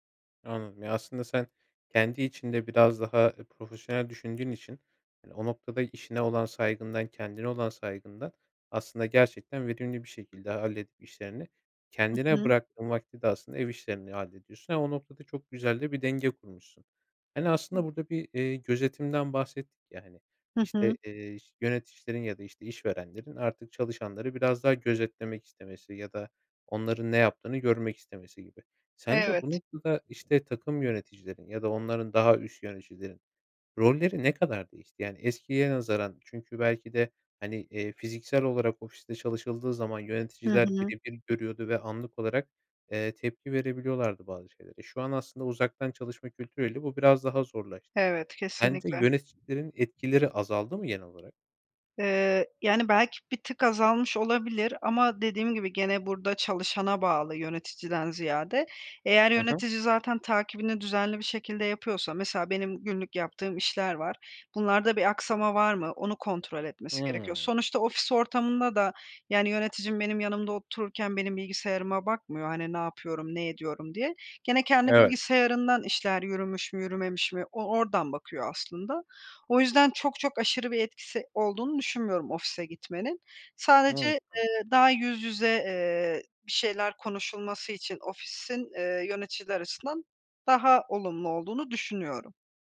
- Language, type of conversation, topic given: Turkish, podcast, Uzaktan çalışma kültürü işleri nasıl değiştiriyor?
- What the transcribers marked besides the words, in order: tapping; unintelligible speech; unintelligible speech